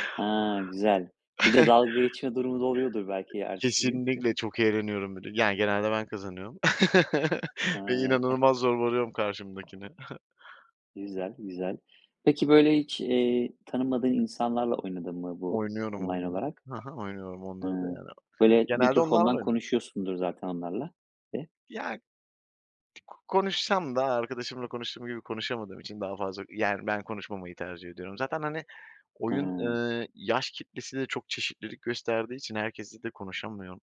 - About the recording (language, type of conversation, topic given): Turkish, podcast, Oyun oynarken arkadaşlarınla nasıl iş birliği yaparsın?
- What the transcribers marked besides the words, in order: tapping; chuckle; chuckle; chuckle; giggle; unintelligible speech; unintelligible speech